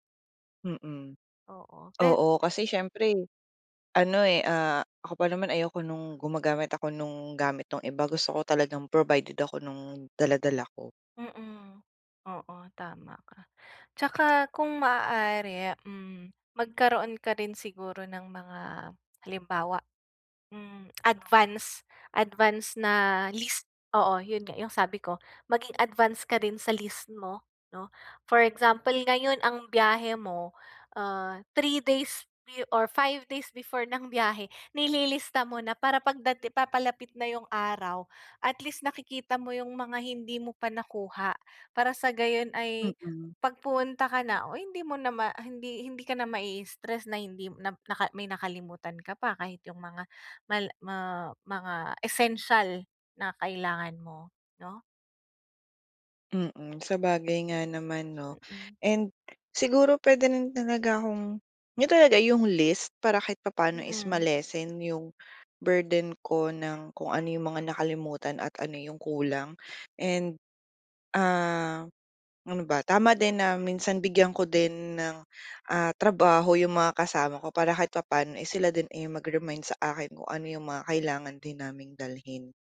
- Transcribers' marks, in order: dog barking
- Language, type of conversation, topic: Filipino, advice, Paano ko mapapanatili ang pag-aalaga sa sarili at mababawasan ang stress habang naglalakbay?